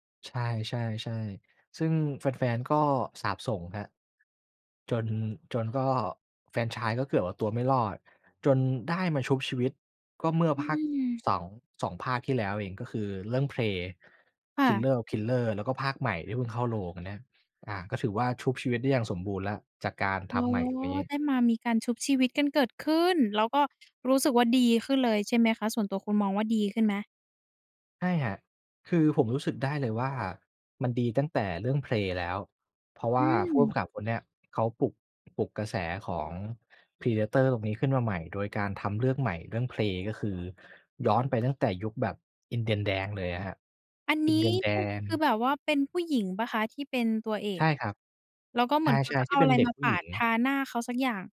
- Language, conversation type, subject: Thai, podcast, คุณมองการนำภาพยนตร์เก่ามาสร้างใหม่ในปัจจุบันอย่างไร?
- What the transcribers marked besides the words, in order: other background noise; tapping